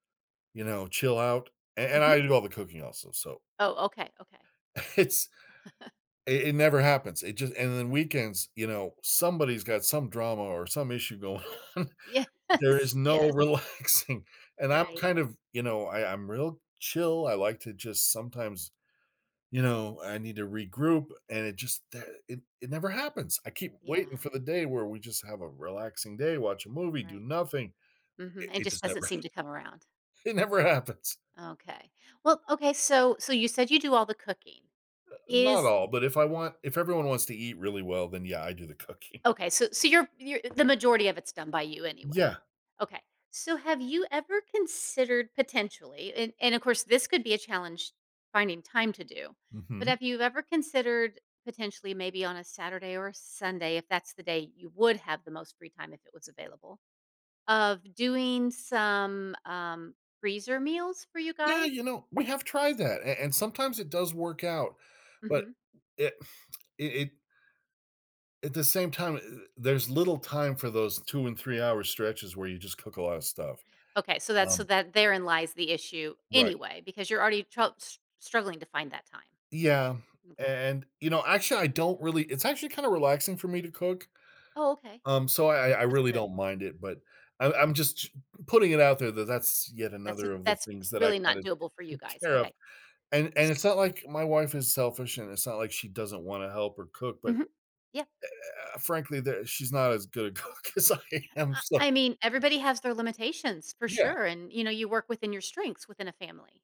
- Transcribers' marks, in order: chuckle; laughing while speaking: "on"; laughing while speaking: "Yes"; laughing while speaking: "relaxing"; laughing while speaking: "it never happens"; laughing while speaking: "cooking"; tapping; exhale; laughing while speaking: "take care of"; other background noise; laughing while speaking: "cook as I am, so"
- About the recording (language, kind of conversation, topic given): English, advice, How can I balance my work and personal life more effectively?